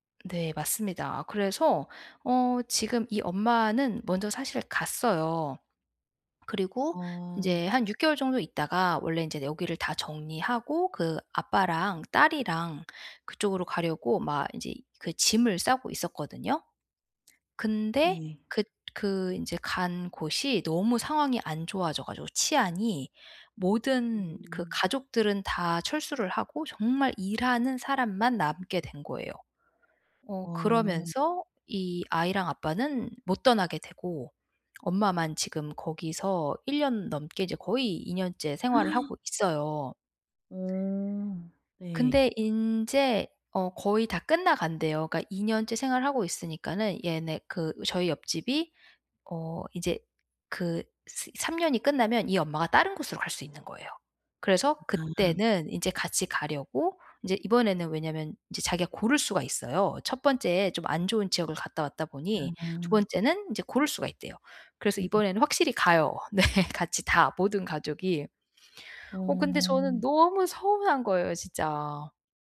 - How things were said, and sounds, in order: tapping; gasp; laughing while speaking: "네"
- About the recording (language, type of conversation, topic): Korean, advice, 떠나기 전에 작별 인사와 감정 정리는 어떻게 준비하면 좋을까요?